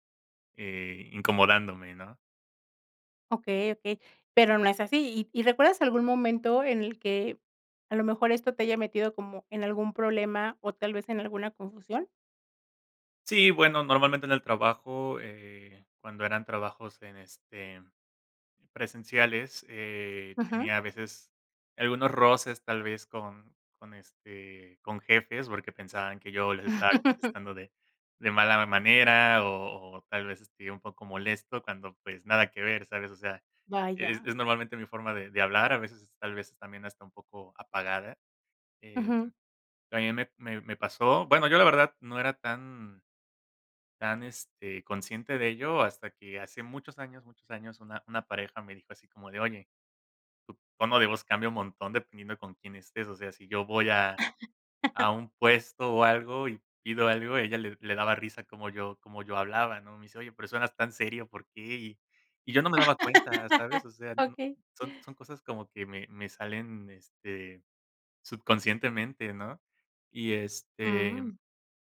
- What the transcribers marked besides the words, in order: laugh; laugh; put-on voice: "oye, pero eso suenas tan serio, ¿por qué?"; laugh
- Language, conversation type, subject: Spanish, podcast, ¿Te ha pasado que te malinterpretan por tu tono de voz?